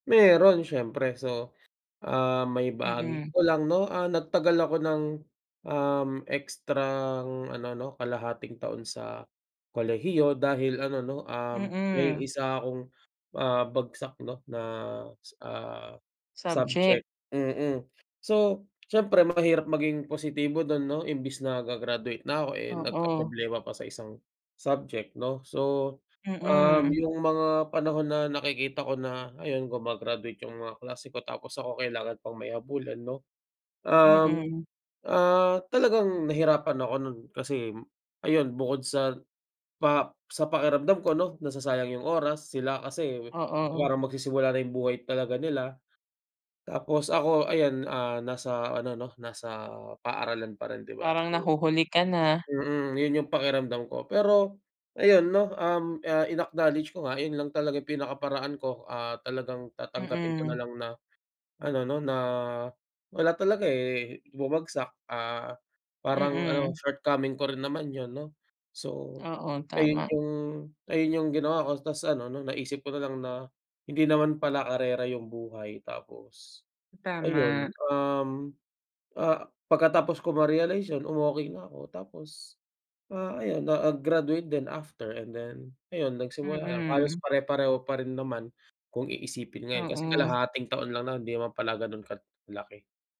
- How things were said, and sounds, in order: tapping; in English: "in-acknowledge"; wind; in English: "shortcoming"; in English: "after and then"; other background noise
- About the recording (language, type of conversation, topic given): Filipino, unstructured, Paano ka nananatiling positibo sa gitna ng mga problema?